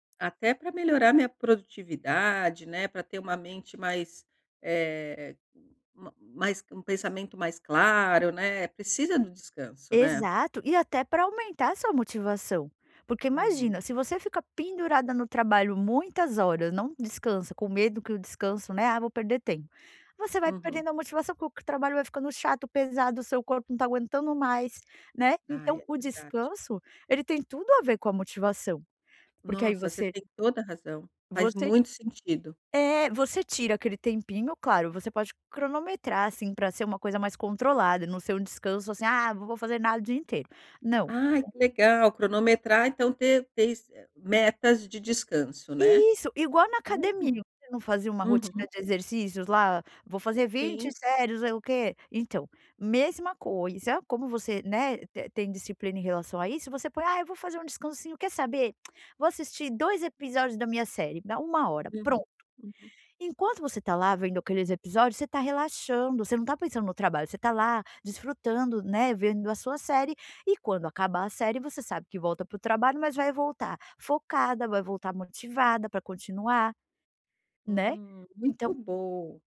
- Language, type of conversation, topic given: Portuguese, advice, Como manter a motivação sem abrir mão do descanso necessário?
- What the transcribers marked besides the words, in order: other background noise